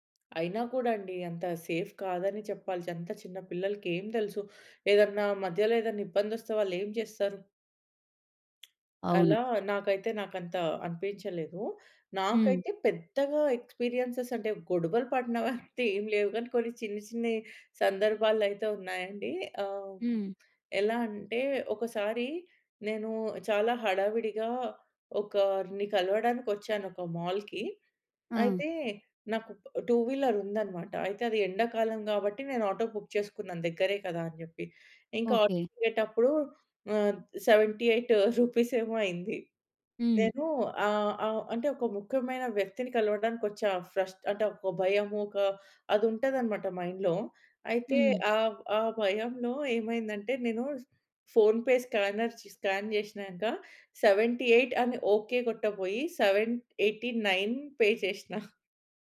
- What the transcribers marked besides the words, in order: in English: "సేఫ్"; tapping; in English: "ఎక్స్పీరియెన్సెస్"; chuckle; in English: "మాల్‌కి"; in English: "టూ వీలర్"; in English: "బుక్"; in English: "సెవెంటీ ఎయిట్ రూపీస్"; in English: "మైండ్‌లో"; in English: "ఫోన్‌పే స్కానర్ స్ స్కాన్"; in English: "సెవెంటీ ఎయిట్"; in English: "సెవెన్ ఎయిటీ నైన్ పే"; chuckle
- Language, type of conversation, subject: Telugu, podcast, టాక్సీ లేదా ఆటో డ్రైవర్‌తో మీకు ఏమైనా సమస్య ఎదురయ్యిందా?